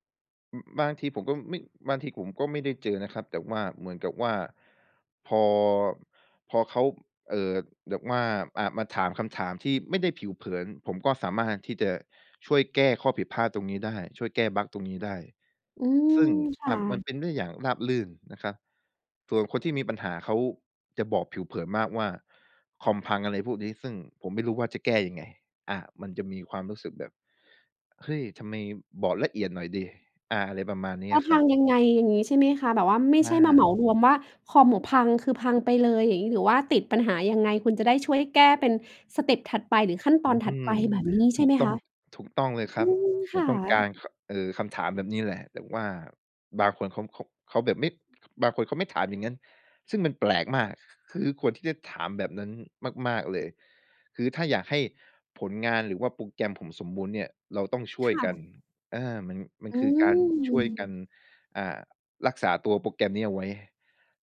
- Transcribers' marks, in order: none
- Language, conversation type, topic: Thai, podcast, คุณรับมือกับความอยากให้ผลงานสมบูรณ์แบบอย่างไร?